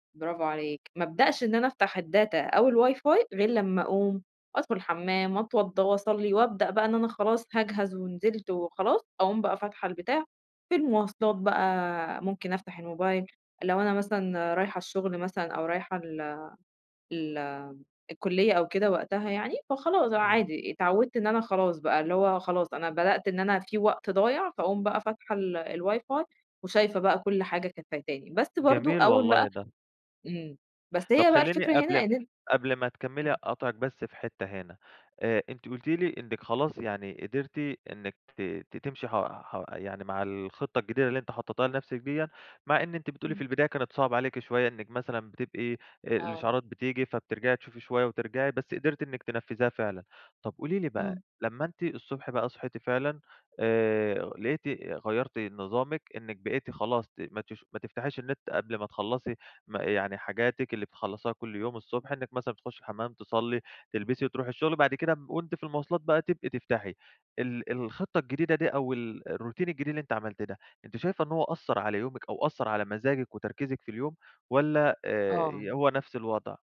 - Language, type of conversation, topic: Arabic, podcast, هل بتبصّ على موبايلك أول ما تصحى؟ ليه؟
- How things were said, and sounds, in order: in English: "الdata"; in English: "الواي فاي"; in English: "الواي فاي"; other noise; in English: "النت"; in English: "الروتين"